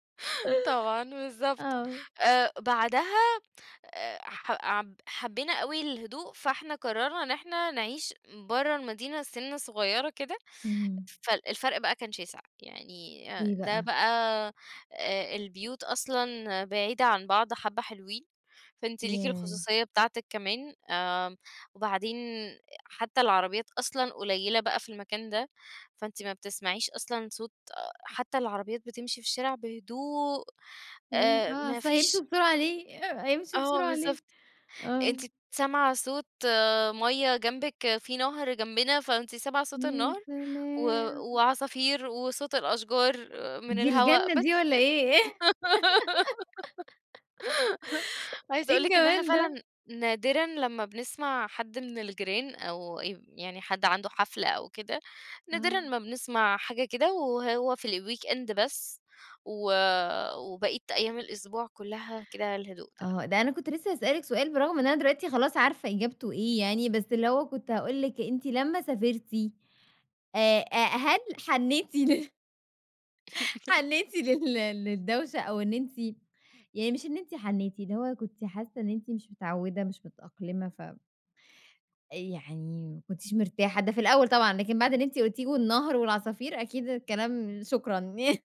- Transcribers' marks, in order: chuckle; giggle; giggle; tapping; in English: "الweekend"; laugh; laugh
- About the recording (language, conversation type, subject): Arabic, podcast, ازاي التقاليد بتتغيّر لما الناس تهاجر؟